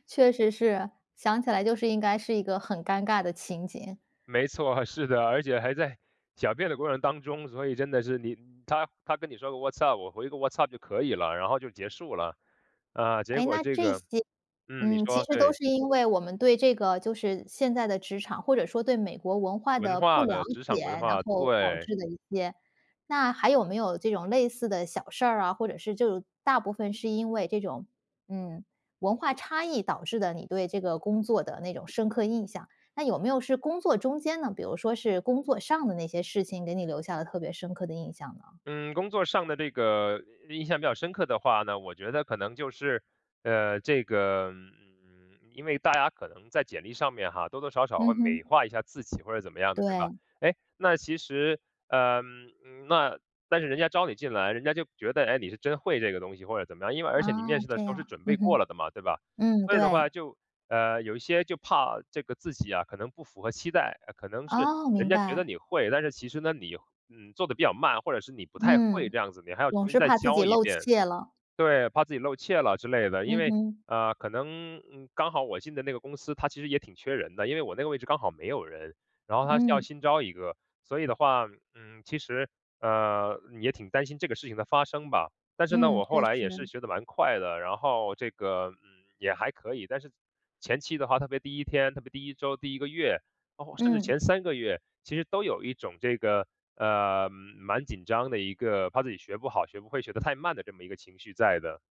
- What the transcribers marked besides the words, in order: laughing while speaking: "没错，是的，而且还在小便的过程当中"; in English: "What’s up？"; in English: "What’s up？"; other background noise
- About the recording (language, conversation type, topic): Chinese, podcast, 能分享你第一份工作时的感受吗？